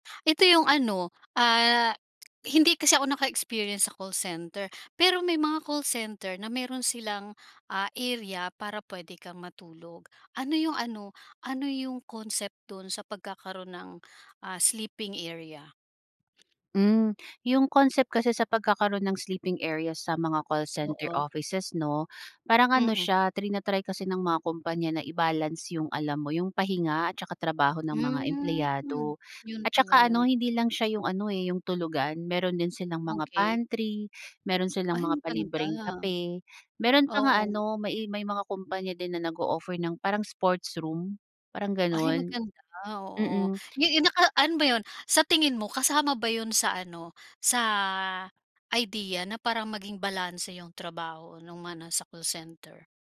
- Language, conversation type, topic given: Filipino, podcast, Ano ang ginagawa mo para mapanatiling balanse ang trabaho at pahinga?
- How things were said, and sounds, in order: other background noise